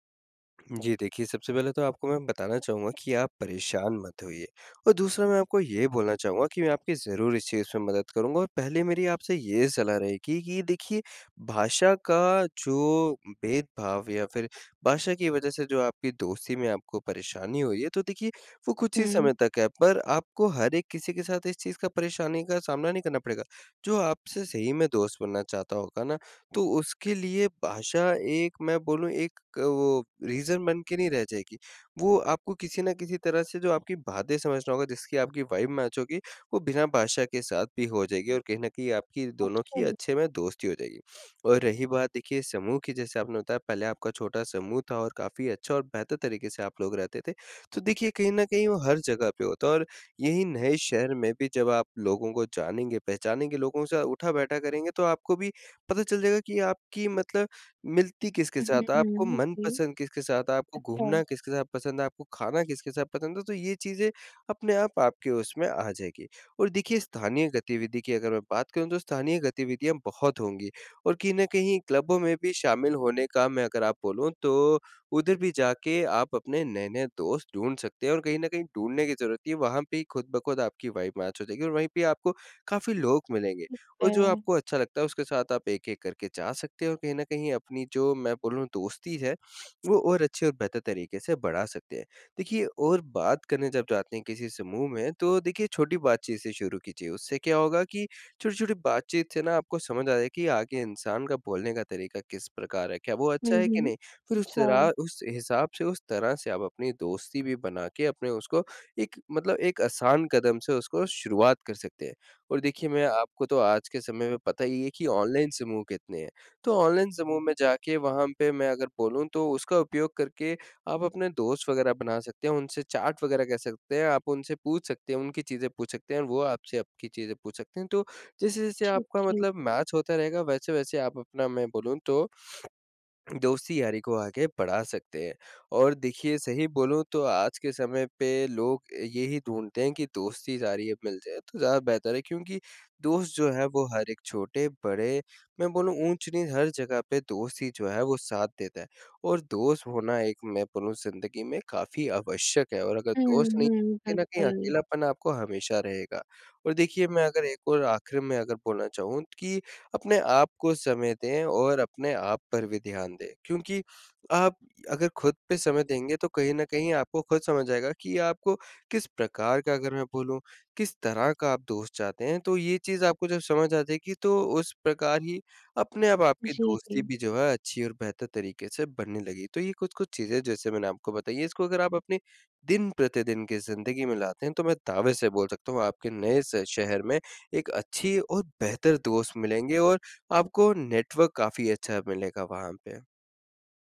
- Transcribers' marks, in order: in English: "रीज़न"; in English: "वाइब मैच"; throat clearing; in English: "वाइब मैच"; in English: "चैट"; in English: "मैच"; in English: "नेटवर्क"
- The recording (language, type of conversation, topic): Hindi, advice, नए शहर में दोस्त कैसे बनाएँ और अपना सामाजिक दायरा कैसे बढ़ाएँ?
- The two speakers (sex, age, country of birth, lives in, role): female, 25-29, India, India, user; male, 20-24, India, India, advisor